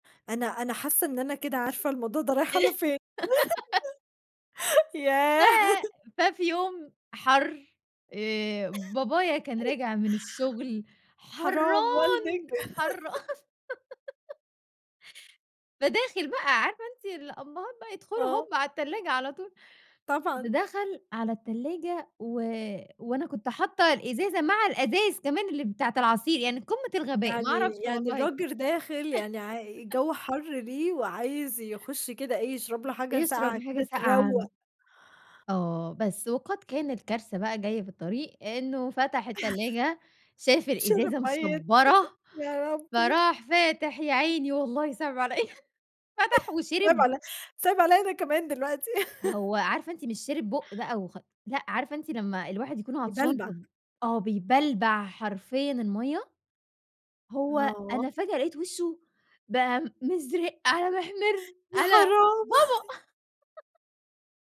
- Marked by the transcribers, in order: tapping; laugh; laughing while speaking: "ياه"; chuckle; giggle; laugh; laugh; chuckle; chuckle; chuckle; laugh; chuckle; laugh
- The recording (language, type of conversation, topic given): Arabic, podcast, إيه أكتر أكلة من زمان بتفكّرك بذكرى لحد دلوقتي؟